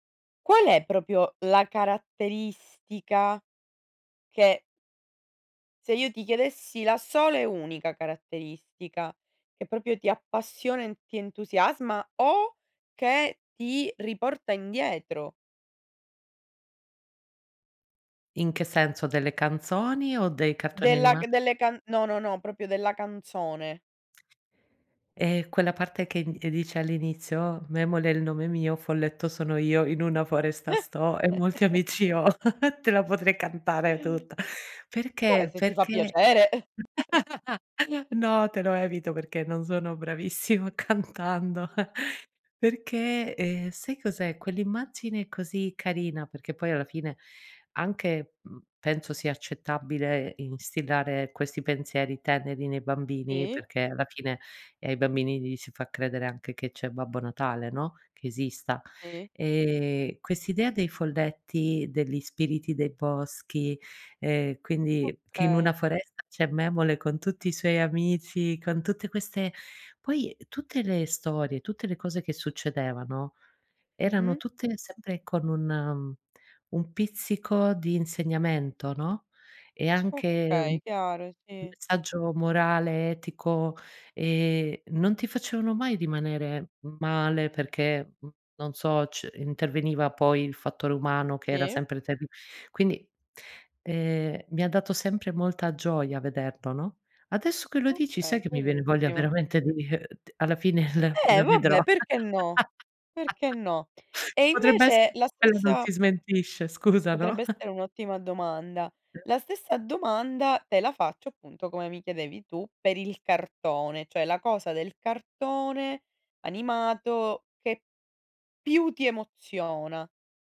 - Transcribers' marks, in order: "proprio" said as "propio"; "proprio" said as "propio"; tapping; "proprio" said as "propio"; other background noise; singing: "Memole è il nome mio … molti amici ho"; chuckle; chuckle; chuckle; laugh; laughing while speaking: "cantando"; chuckle; "degli" said as "delli"; laugh; chuckle
- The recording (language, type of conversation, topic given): Italian, podcast, Hai una canzone che ti riporta subito all'infanzia?